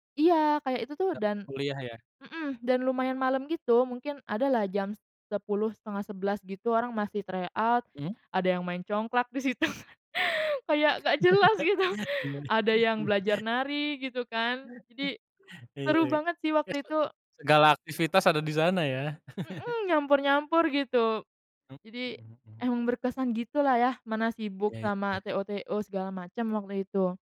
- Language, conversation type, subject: Indonesian, podcast, Apa pengalaman belajar paling berkesan yang kamu alami waktu sekolah, dan bagaimana ceritanya?
- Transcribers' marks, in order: in English: "tryout"; laugh; laugh; tapping; unintelligible speech; chuckle